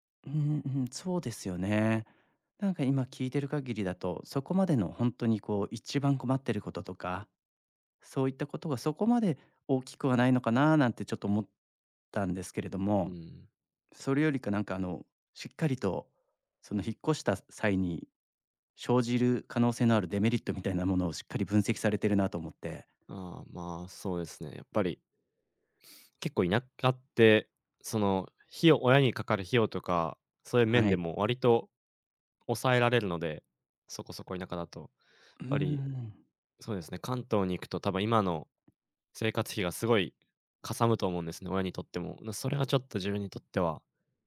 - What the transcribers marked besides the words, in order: none
- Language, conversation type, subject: Japanese, advice, 引っ越して新しい街で暮らすべきか迷っている理由は何ですか？